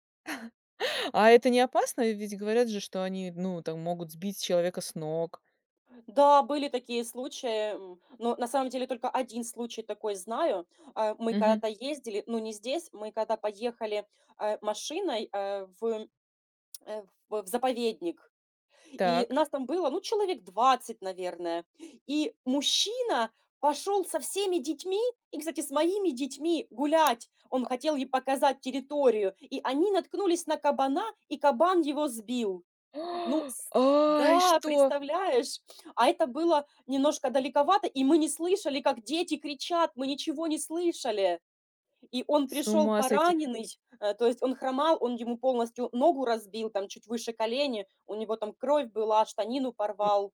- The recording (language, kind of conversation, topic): Russian, podcast, Расскажи про прогулку, после которой мир кажется чуть светлее?
- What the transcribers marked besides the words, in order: chuckle; tapping; gasp; surprised: "Ай, что?"